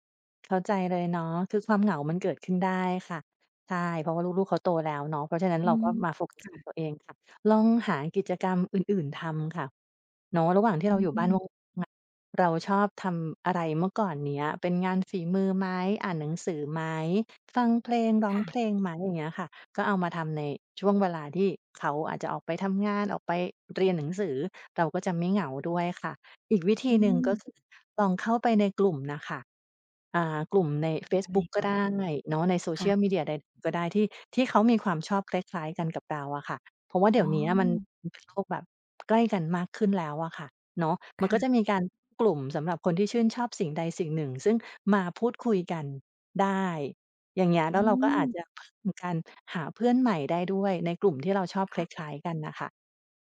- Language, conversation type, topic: Thai, advice, คุณรับมือกับความรู้สึกว่างเปล่าและไม่มีเป้าหมายหลังจากลูกโตแล้วอย่างไร?
- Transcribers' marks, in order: "คือ" said as "ทือ"; tapping; other background noise; unintelligible speech